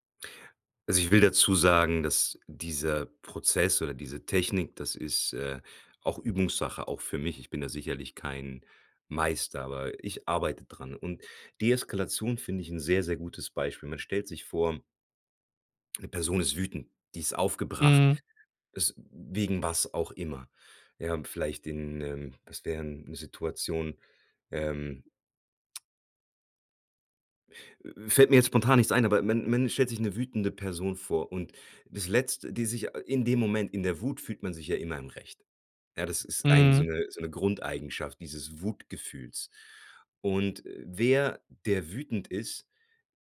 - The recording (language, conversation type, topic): German, podcast, Wie zeigst du Empathie, ohne gleich Ratschläge zu geben?
- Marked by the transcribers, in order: other background noise